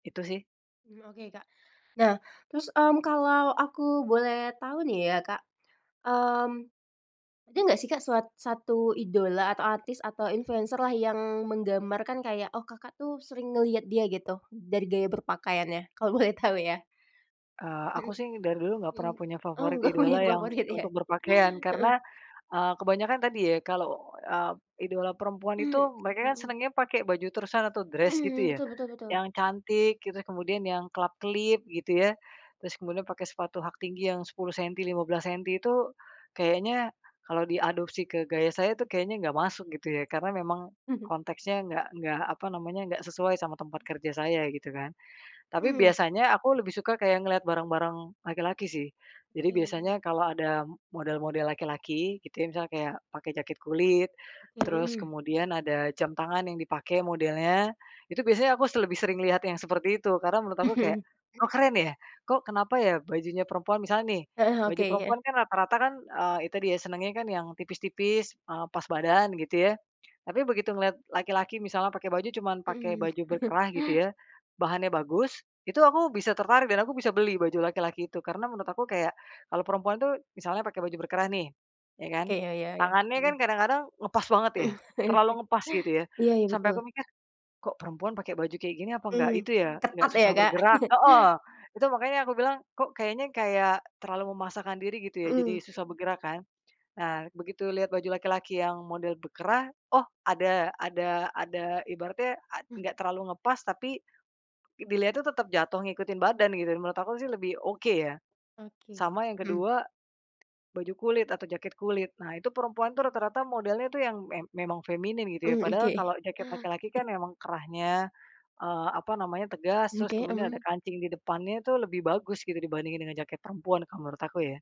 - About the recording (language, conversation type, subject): Indonesian, podcast, Gaya berpakaian seperti apa yang paling menggambarkan dirimu, dan mengapa?
- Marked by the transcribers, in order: laughing while speaking: "Kalau boleh tau, ya"; laughing while speaking: "nggak punya favorit, iya"; tapping; in English: "dress"; chuckle; chuckle; laughing while speaking: "ya, oke"; chuckle; "ibaratnya" said as "ibarate"; other background noise; other noise